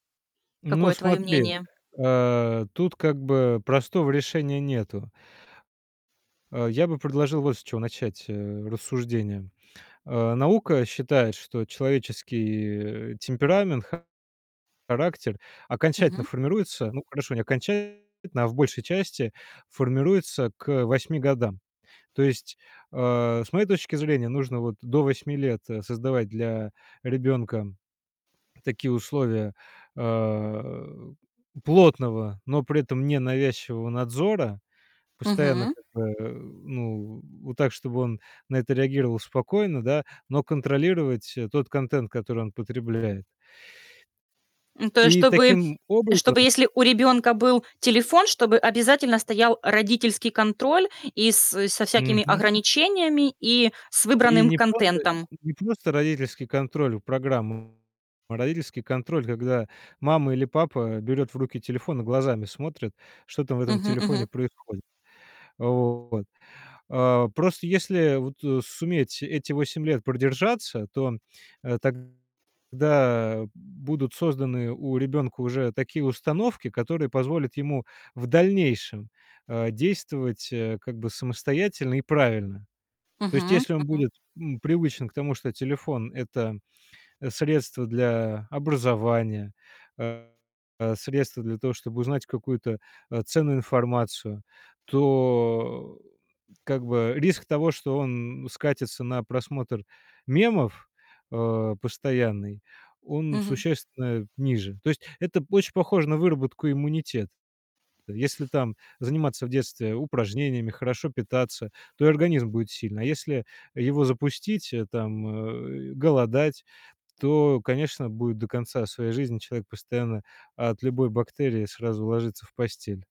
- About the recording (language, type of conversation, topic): Russian, podcast, Почему одни мемы становятся вирусными, а другие — нет?
- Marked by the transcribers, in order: other background noise; distorted speech; drawn out: "а"; drawn out: "то"